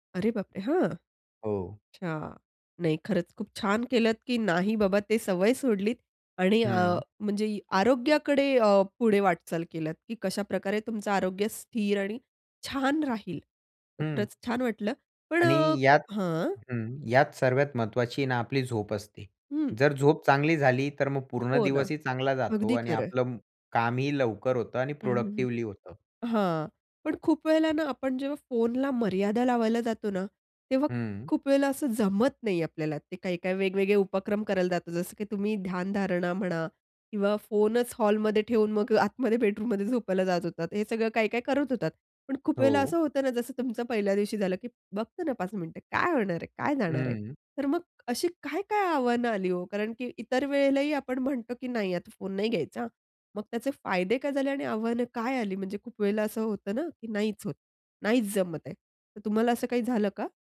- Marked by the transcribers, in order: tapping
- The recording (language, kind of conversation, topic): Marathi, podcast, मोबाईल वापरामुळे तुमच्या झोपेवर काय परिणाम होतो, आणि तुमचा अनुभव काय आहे?